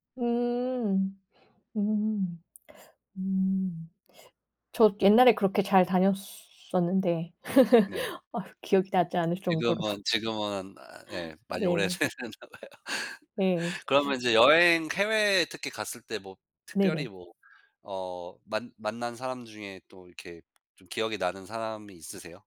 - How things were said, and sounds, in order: laugh; laugh; laughing while speaking: "오래되셨나 봐요"; laugh; tapping; laugh
- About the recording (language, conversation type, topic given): Korean, unstructured, 가장 행복했던 여행 순간은 언제였나요?